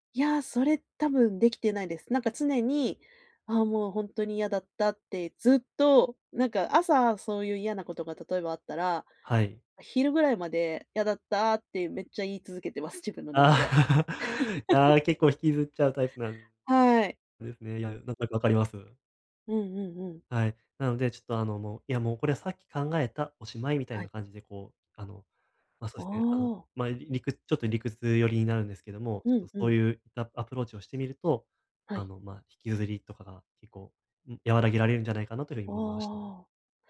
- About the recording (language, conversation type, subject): Japanese, advice, 感情が激しく揺れるとき、どうすれば受け入れて落ち着き、うまくコントロールできますか？
- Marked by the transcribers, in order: laughing while speaking: "ああ"; laugh